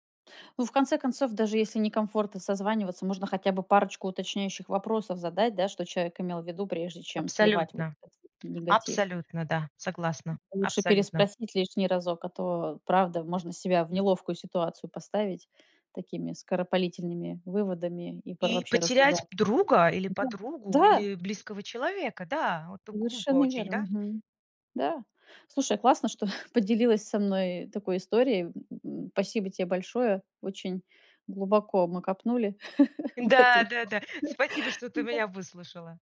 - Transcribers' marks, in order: tapping; other background noise; other noise; chuckle; joyful: "Да-да-да"; laughing while speaking: "в эту"; chuckle
- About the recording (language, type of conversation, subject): Russian, podcast, Почему люди часто неправильно понимают то, что сказано между строк?